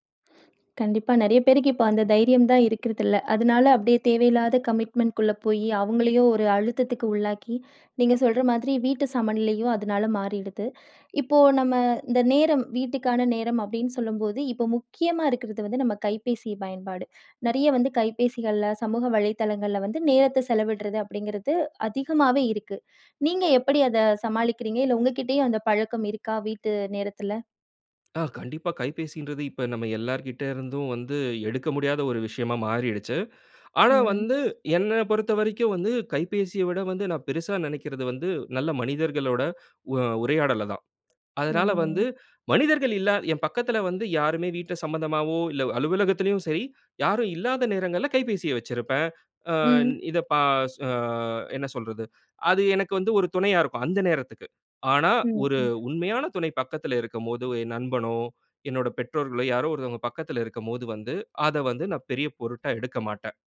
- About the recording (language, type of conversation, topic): Tamil, podcast, வேலை-வீட்டு சமநிலையை நீங்கள் எப்படிக் காப்பாற்றுகிறீர்கள்?
- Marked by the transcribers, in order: other background noise; in English: "கமிட்மென்ட்"; other noise; drawn out: "ம்"